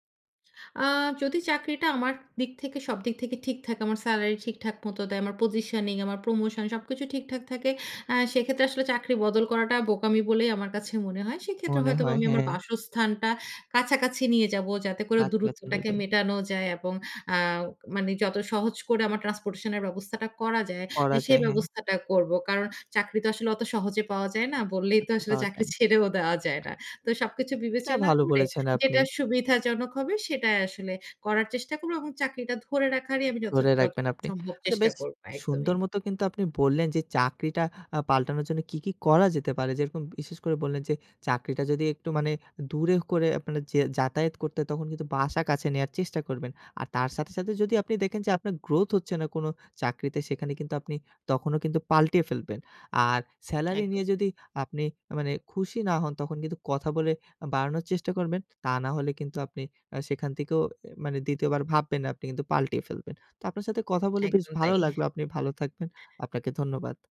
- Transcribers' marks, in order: in English: "পজিশনিং"; alarm; in English: "ট্রান্সপোর্টেশন"; other background noise; tapping; laughing while speaking: "তাই"
- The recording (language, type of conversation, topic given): Bengali, podcast, আপনার কখন মনে হয় চাকরি বদলানো উচিত?